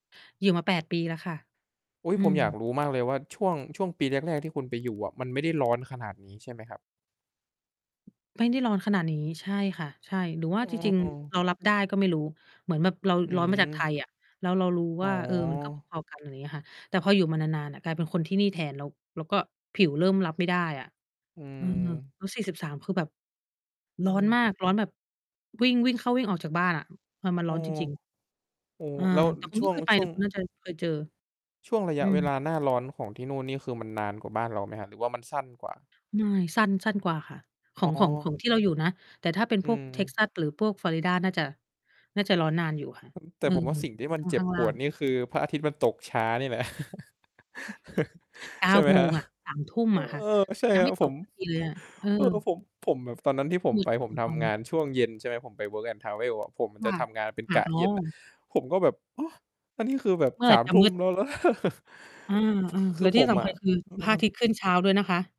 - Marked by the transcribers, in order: distorted speech; mechanical hum; tapping; static; chuckle; laughing while speaking: "ครับ ?"; chuckle; other noise
- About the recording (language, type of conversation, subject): Thai, unstructured, การออกกำลังกายช่วยเปลี่ยนแปลงชีวิตของคุณอย่างไร?